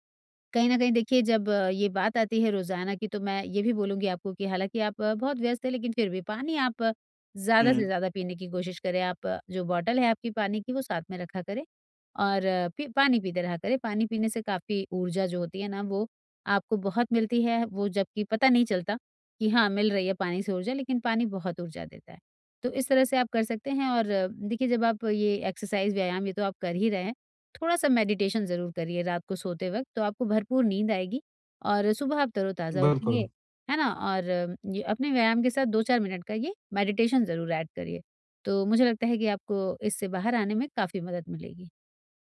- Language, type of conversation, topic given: Hindi, advice, काम के दौरान थकान कम करने और मन को तरोताज़ा रखने के लिए मैं ब्रेक कैसे लूँ?
- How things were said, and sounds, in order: other background noise; in English: "बॉटल"; in English: "एक्सरसाइज"; tapping; in English: "मेडिटेशन"; in English: "मेडिटेशन"; in English: "ऐड"